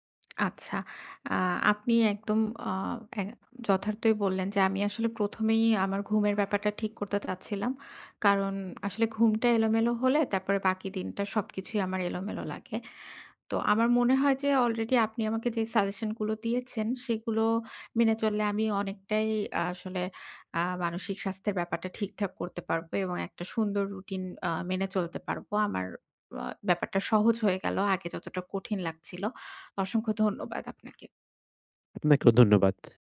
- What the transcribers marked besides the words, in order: lip smack; in English: "already"; in English: "suggestion"
- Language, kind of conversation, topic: Bengali, advice, ভ্রমণ বা সাপ্তাহিক ছুটিতে মানসিক সুস্থতা বজায় রাখতে দৈনন্দিন রুটিনটি দ্রুত কীভাবে মানিয়ে নেওয়া যায়?